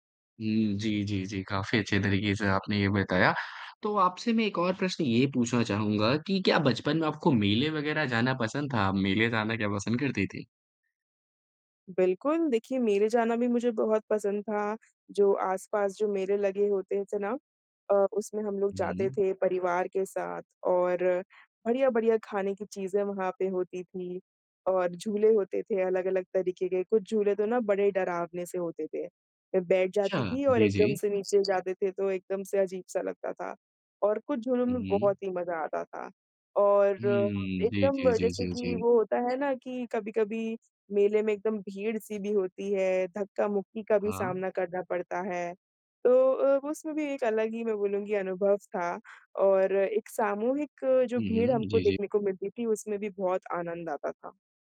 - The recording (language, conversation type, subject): Hindi, podcast, परिवार के साथ बाहर घूमने की आपकी बचपन की कौन-सी याद सबसे प्रिय है?
- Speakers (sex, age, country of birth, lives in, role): female, 20-24, India, India, guest; male, 20-24, India, India, host
- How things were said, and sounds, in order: none